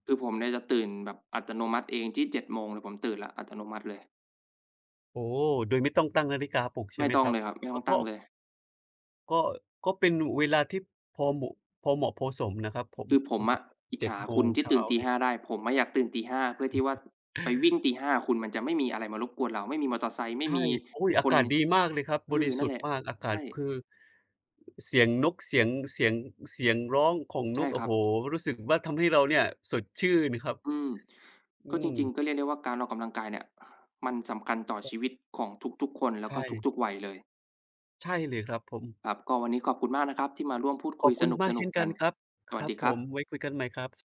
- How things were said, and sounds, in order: "พอเหมาะ" said as "พอโหมะ"; chuckle; unintelligible speech; other background noise
- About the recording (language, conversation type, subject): Thai, unstructured, คุณคิดว่าการออกกำลังกายสำคัญต่อชีวิตอย่างไร?